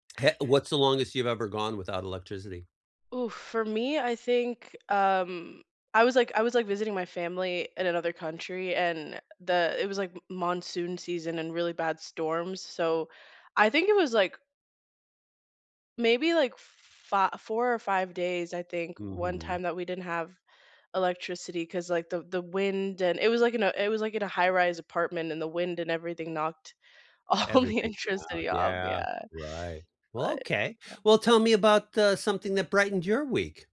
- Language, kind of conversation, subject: English, unstructured, What small, unexpected joy brightened your week, and how did it make you feel?
- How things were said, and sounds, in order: tapping; laughing while speaking: "all the electricity"